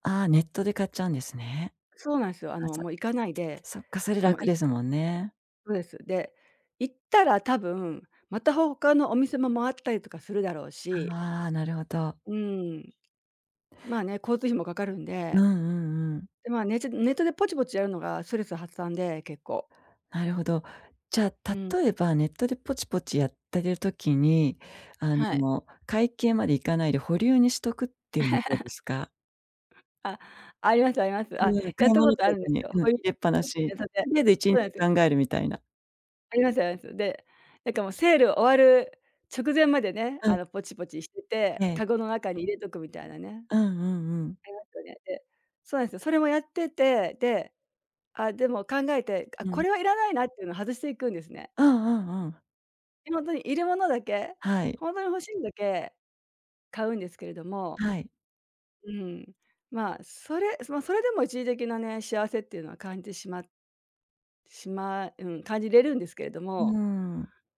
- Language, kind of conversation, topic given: Japanese, advice, 買い物で一時的な幸福感を求めてしまう衝動買いを減らすにはどうすればいいですか？
- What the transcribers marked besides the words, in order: other background noise; laugh; unintelligible speech